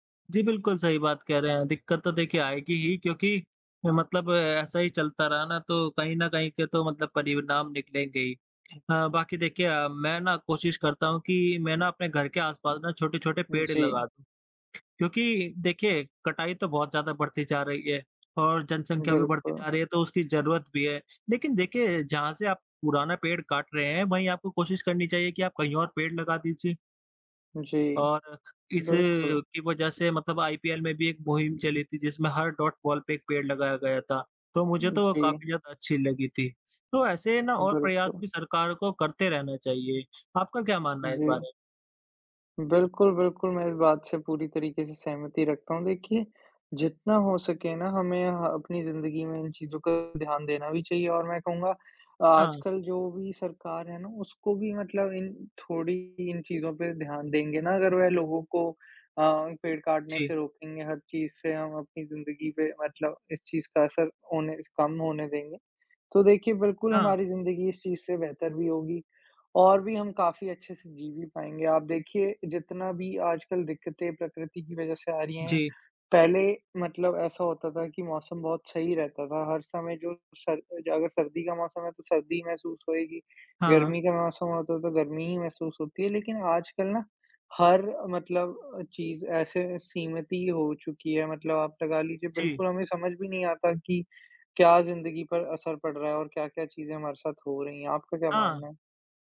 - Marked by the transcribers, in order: tapping; other background noise; in English: "डॉट बॉल"
- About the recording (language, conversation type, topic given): Hindi, unstructured, क्या जलवायु परिवर्तन को रोकने के लिए नीतियाँ और अधिक सख्त करनी चाहिए?